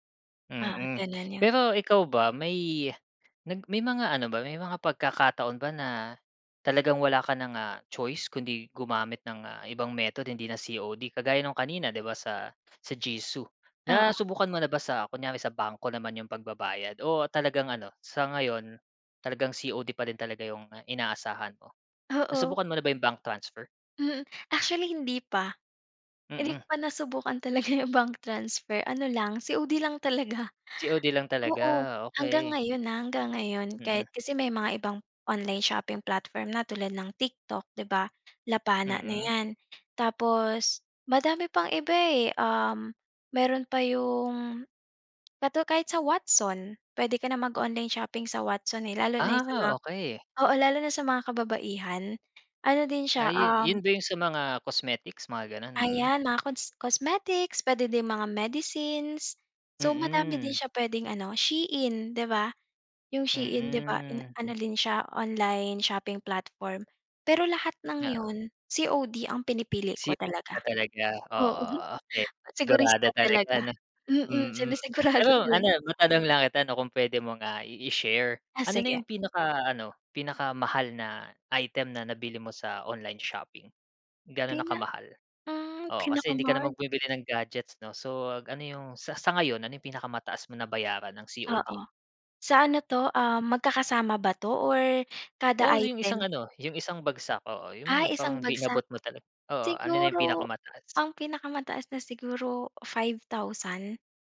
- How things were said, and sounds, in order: laughing while speaking: "talaga 'yong"; other background noise; tapping
- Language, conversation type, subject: Filipino, podcast, Ano ang mga praktikal at ligtas na tips mo para sa online na pamimili?